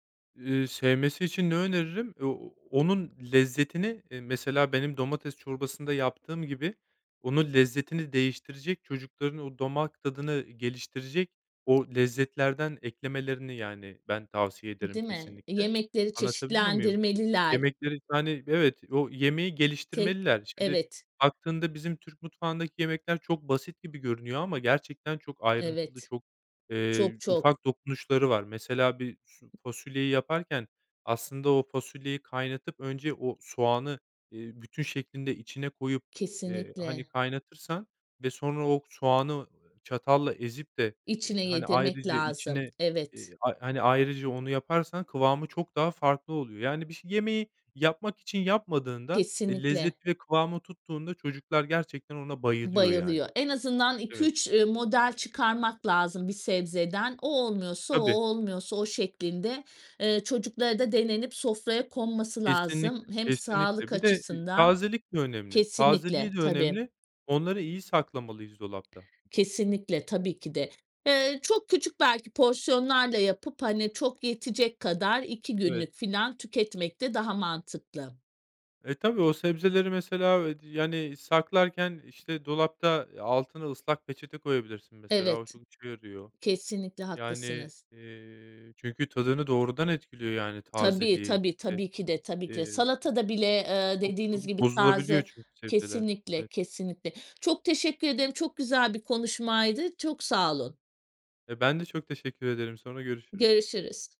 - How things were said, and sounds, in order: other background noise; "damak" said as "domak"; tapping
- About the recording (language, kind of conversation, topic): Turkish, podcast, Sebzeleri daha lezzetli hale getirmenin yolları nelerdir?
- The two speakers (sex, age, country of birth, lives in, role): female, 40-44, Turkey, Portugal, host; male, 30-34, Turkey, Spain, guest